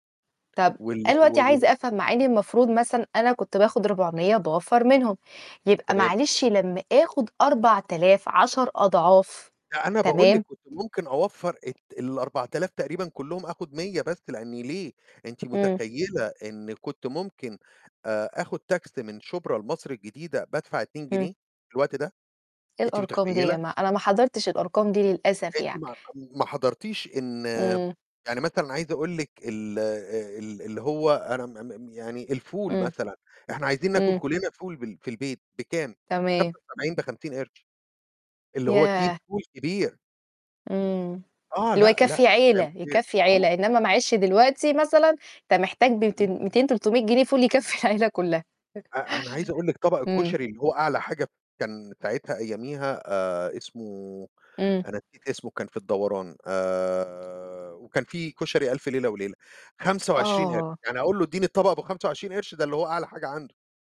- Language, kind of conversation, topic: Arabic, unstructured, إيه أهمية إن يبقى عندنا صندوق طوارئ مالي؟
- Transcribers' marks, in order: tapping; static; unintelligible speech; distorted speech; other background noise; unintelligible speech; laughing while speaking: "يكفي العيلة كلّها"; chuckle